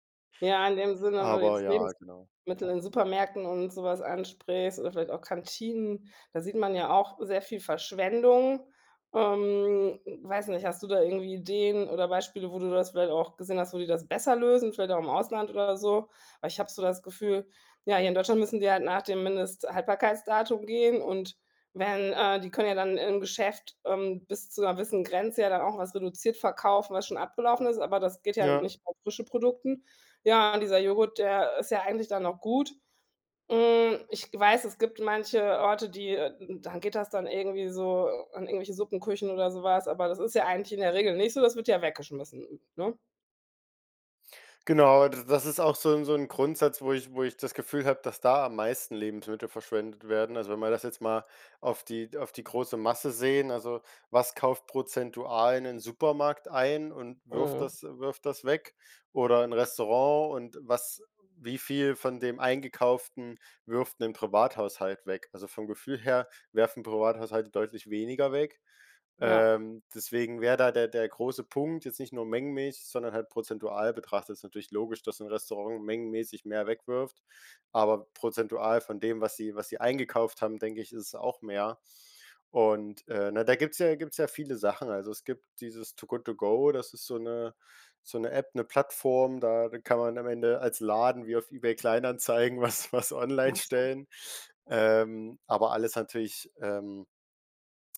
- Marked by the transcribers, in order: other background noise; unintelligible speech; laughing while speaking: "was was online stellen"
- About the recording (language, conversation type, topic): German, podcast, Wie kann man Lebensmittelverschwendung sinnvoll reduzieren?